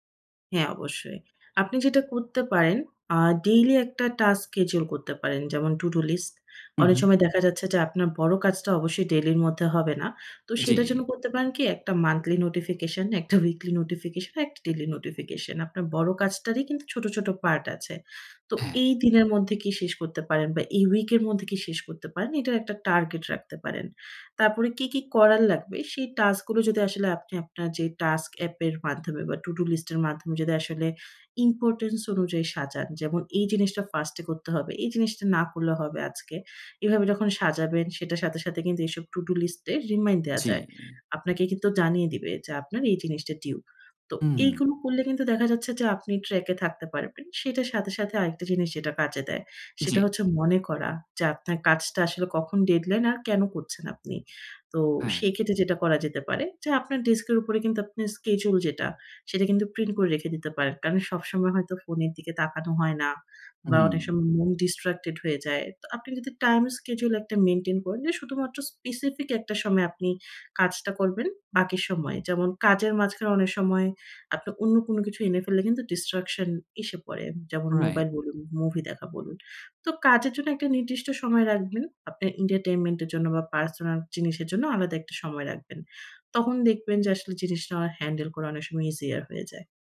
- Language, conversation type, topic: Bengali, advice, দীর্ঘমেয়াদি প্রকল্পে মনোযোগ ধরে রাখা ক্লান্তিকর লাগছে
- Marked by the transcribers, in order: in English: "টাস্ক স্কেডিউল"; in English: "to-do list"; laughing while speaking: "উইকলি"; in English: "to-do list"; in English: "ইম্পোর্টেন্স"; in English: "to-do list"; in English: "রিমাইন্ড"; in English: "স্কেডিউল"; in English: "ডিসট্রাক্টেড"; in English: "টাইম স্কেডিউল"; in English: "মেইনটেইন"; in English: "স্পেসিফিক"; in English: "ডিসট্রাকশন"; in English: "এন্টারটেইনমেন্ট"; in English: "ইজিয়ার"